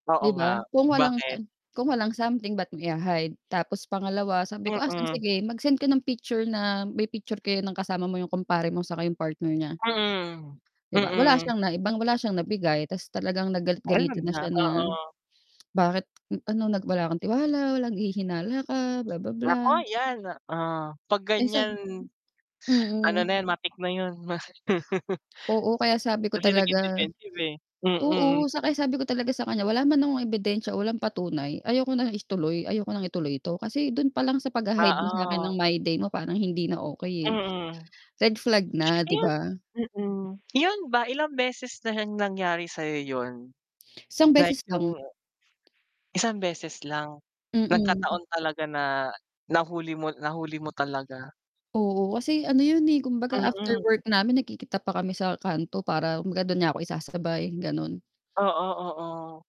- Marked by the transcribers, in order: distorted speech; mechanical hum; tapping; chuckle
- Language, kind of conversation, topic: Filipino, unstructured, Ano ang pinakamasamang karanasan mo sa pag-ibig?